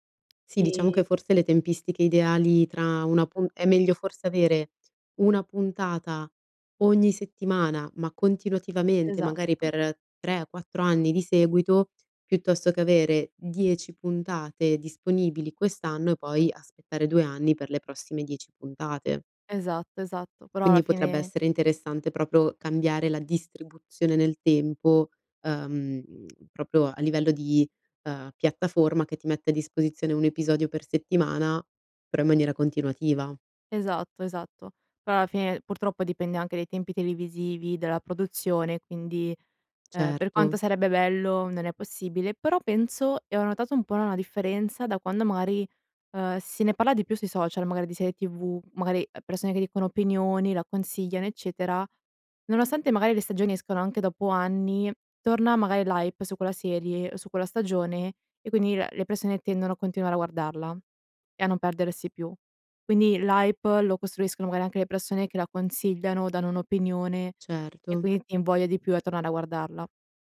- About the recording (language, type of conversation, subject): Italian, podcast, Cosa pensi del fenomeno dello streaming e del binge‑watching?
- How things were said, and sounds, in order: "proprio" said as "propro"; in English: "hype"; in English: "hype"